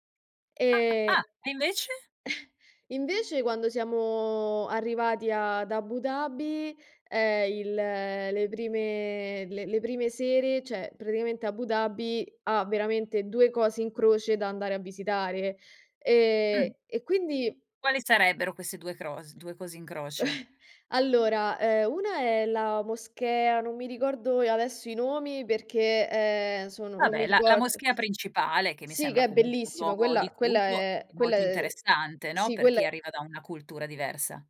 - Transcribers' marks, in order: tapping; chuckle; "cioè" said as "ceh"; chuckle
- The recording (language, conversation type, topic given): Italian, podcast, Qual è un viaggio in cui i piani sono cambiati completamente all’improvviso?